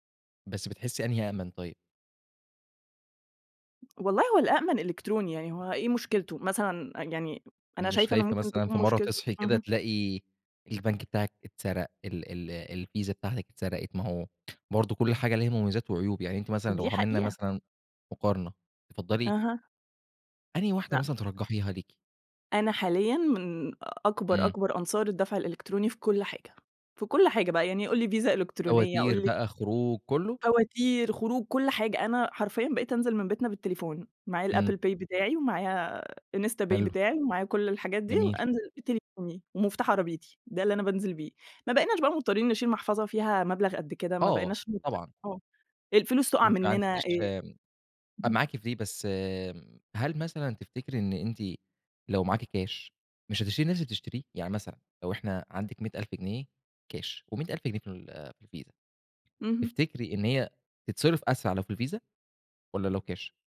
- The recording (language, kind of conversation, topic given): Arabic, podcast, إيه رأيك في الدفع الإلكتروني بدل الكاش؟
- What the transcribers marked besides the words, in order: none